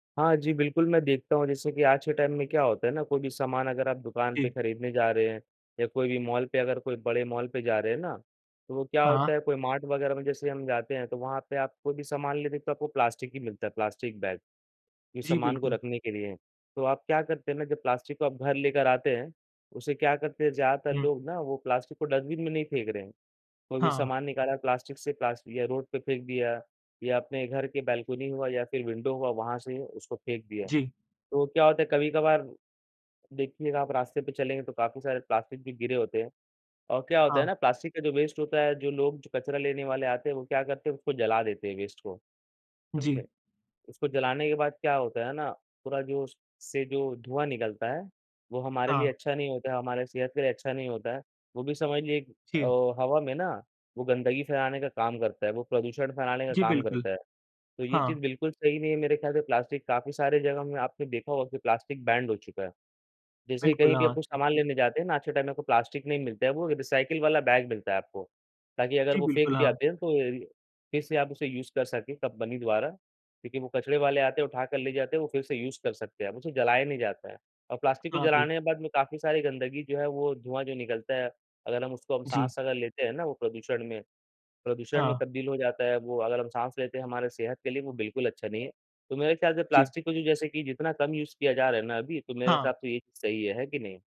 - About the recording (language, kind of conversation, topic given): Hindi, unstructured, क्या प्लास्टिक कचरा हमारे भविष्य को खतरे में डाल रहा है?
- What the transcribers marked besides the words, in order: in English: "टाइम"; in English: "मॉल"; in English: "मॉल"; in English: "मार्ट"; in English: "बैग"; in English: "डस्टबिन"; "बालकनी" said as "बैलकोनी"; in English: "विंडो"; in English: "वेस्ट"; in English: "वेस्ट"; in English: "बैन्ड"; in English: "टाइम"; in English: "रिसाइकिल"; in English: "बैग"; in English: "यूज़"; in English: "यूज़"; in English: "यूज़"